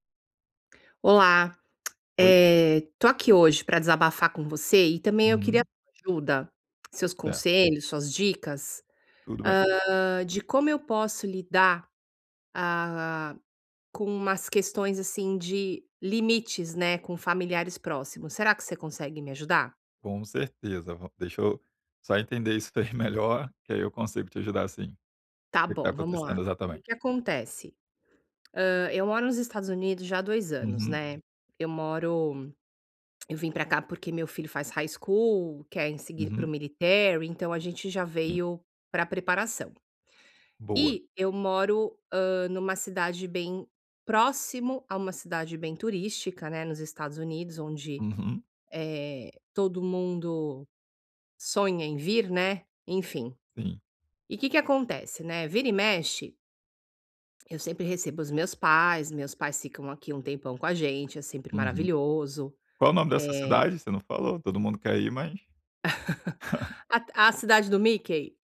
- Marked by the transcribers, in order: tapping; other background noise; laughing while speaking: "daí"; in English: "high school"; in English: "military"; chuckle
- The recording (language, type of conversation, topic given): Portuguese, advice, Como posso estabelecer limites com familiares próximos sem magoá-los?